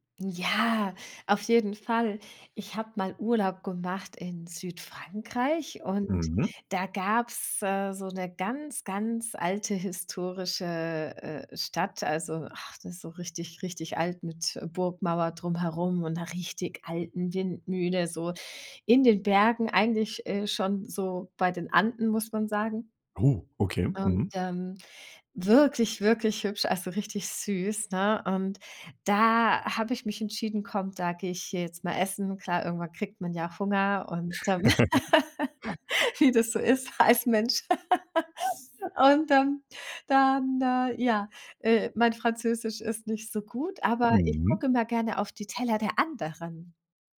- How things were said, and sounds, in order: laugh; laugh; laughing while speaking: "als"; laugh
- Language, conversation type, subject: German, podcast, Wie beeinflussen Reisen deinen Geschmackssinn?